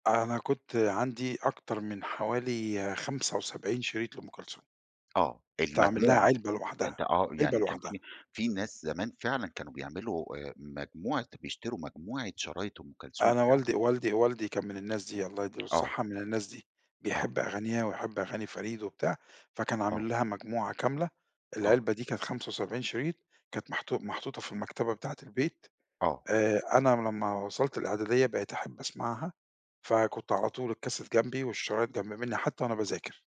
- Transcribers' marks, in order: none
- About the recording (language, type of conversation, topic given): Arabic, podcast, إيه هي الأغاني اللي عمرك ما بتملّ تسمعها؟